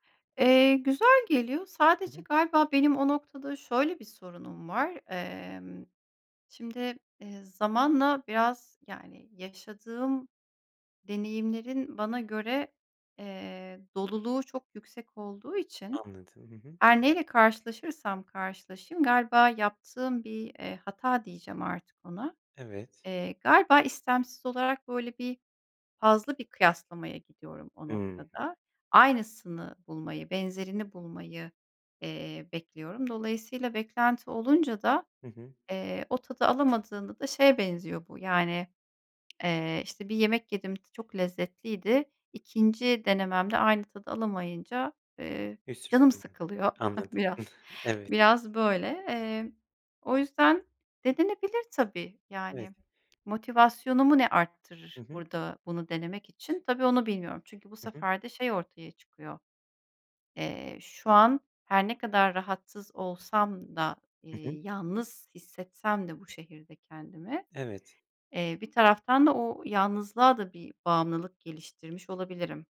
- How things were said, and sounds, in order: other background noise; tapping; unintelligible speech; chuckle; giggle
- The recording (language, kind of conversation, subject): Turkish, advice, Yeni bir şehre taşındığımda yalnızlıkla nasıl başa çıkıp sosyal çevre edinebilirim?
- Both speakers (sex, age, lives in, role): female, 40-44, Germany, user; male, 30-34, Poland, advisor